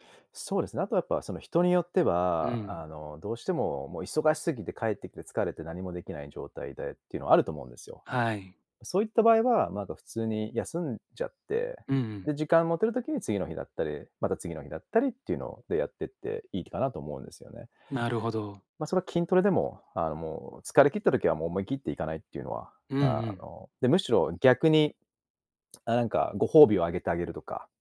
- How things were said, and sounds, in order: none
- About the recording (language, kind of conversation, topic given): Japanese, podcast, 自分を成長させる日々の習慣って何ですか？